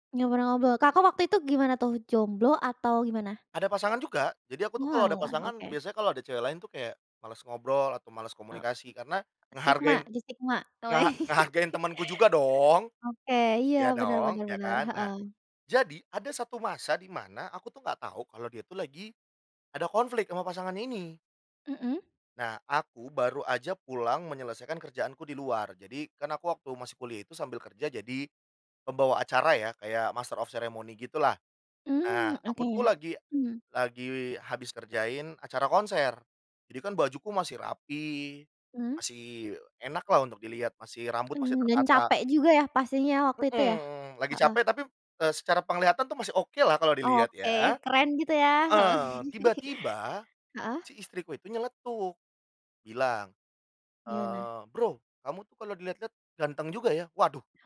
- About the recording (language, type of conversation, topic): Indonesian, podcast, Pernahkah kamu mengalami kebetulan yang memengaruhi hubungan atau kisah cintamu?
- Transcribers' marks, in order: other background noise; laughing while speaking: "oke"; laugh; in English: "master of ceremony"; tapping; chuckle